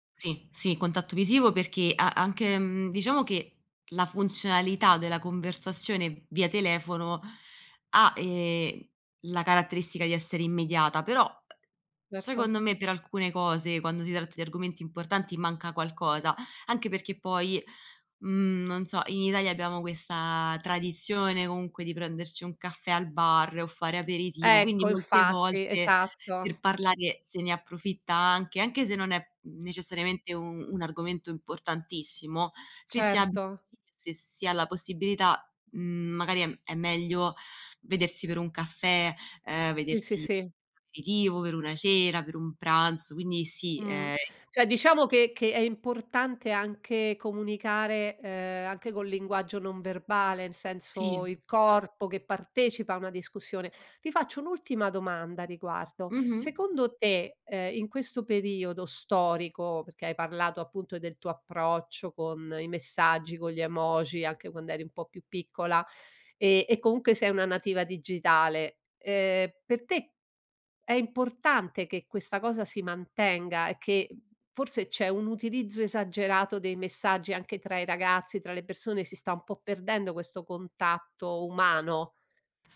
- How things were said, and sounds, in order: other noise; unintelligible speech; tapping
- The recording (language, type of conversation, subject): Italian, podcast, Preferisci parlare di persona o via messaggio, e perché?